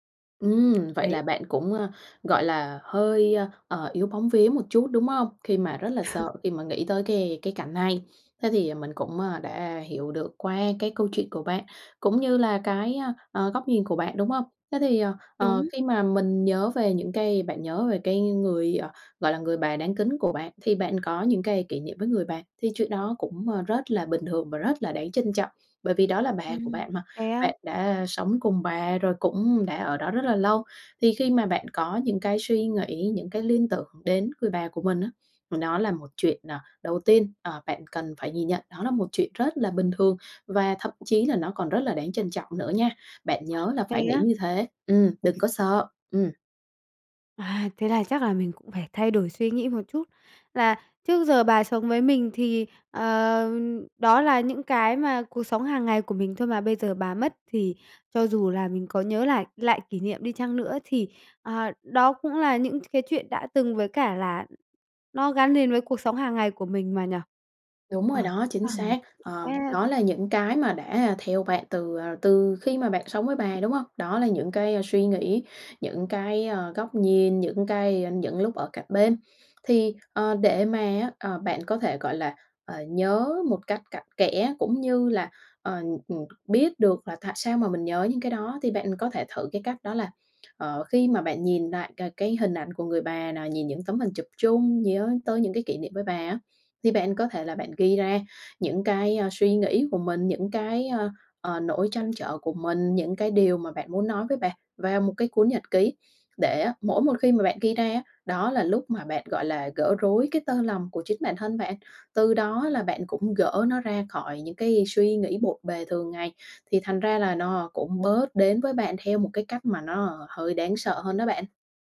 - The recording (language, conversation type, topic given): Vietnamese, advice, Vì sao những kỷ niệm chung cứ ám ảnh bạn mỗi ngày?
- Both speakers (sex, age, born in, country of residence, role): female, 25-29, Vietnam, Germany, advisor; female, 45-49, Vietnam, Vietnam, user
- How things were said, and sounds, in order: tapping; laugh; other background noise; unintelligible speech